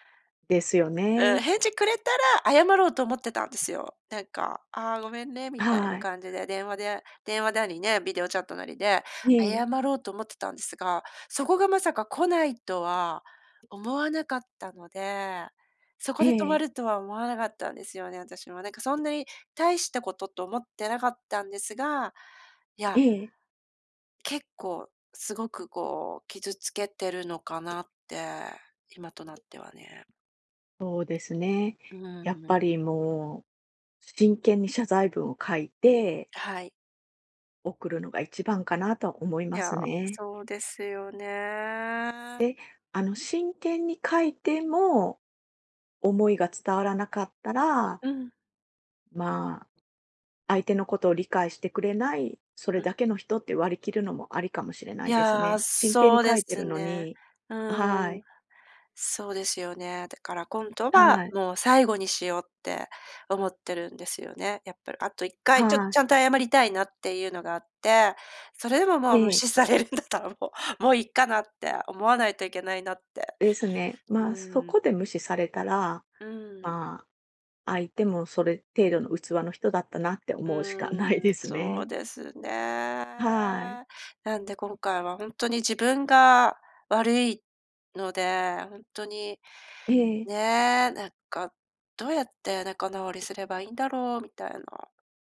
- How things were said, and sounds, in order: other background noise; laughing while speaking: "無視されるんだったらもう"
- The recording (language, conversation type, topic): Japanese, advice, 過去の失敗を引きずって自己肯定感が回復しないのですが、どうすればよいですか？